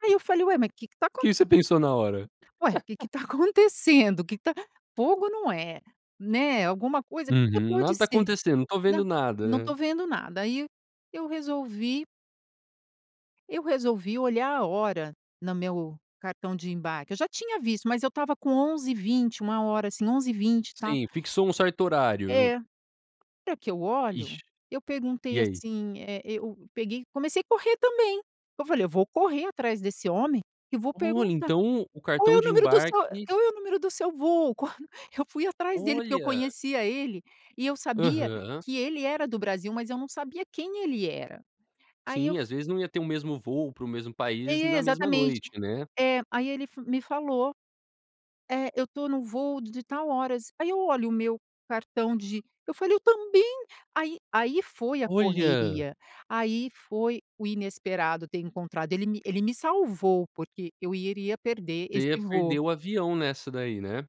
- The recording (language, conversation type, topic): Portuguese, podcast, Como foi o encontro inesperado que você teve durante uma viagem?
- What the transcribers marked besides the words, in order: laugh; tapping